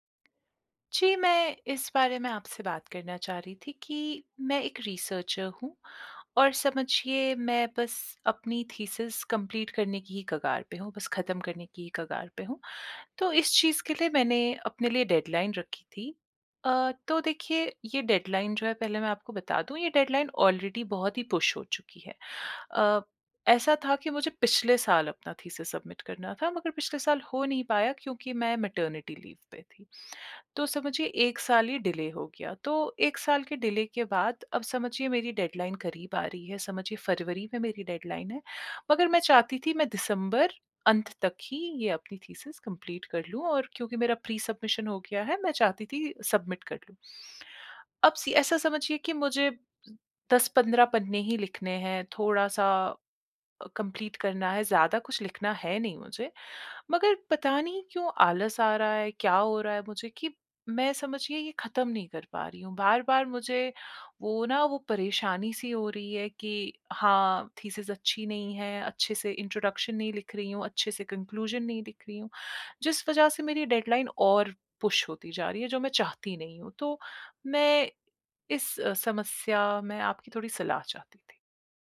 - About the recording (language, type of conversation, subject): Hindi, advice, मैं बार-बार समय-सीमा क्यों चूक रहा/रही हूँ?
- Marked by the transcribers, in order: in English: "रिसर्चर"; in English: "कंप्लीट"; in English: "डेडलाइन"; in English: "डेडलाइन"; in English: "डेडलाइन ऑलरेडी"; in English: "पुश"; in English: "सबमिट"; in English: "मैटरनिटी लीव"; in English: "डिले"; in English: "डिले"; in English: "डेडलाइन"; in English: "डेडलाइन"; in English: "कंप्लीट"; in English: "प्री-सबमिशन"; in English: "सबमिट"; in English: "कंप्लीट"; in English: "इंट्रोडक्शन"; in English: "कन्क्लूज़न"; in English: "डेडलाइन"; in English: "पुश"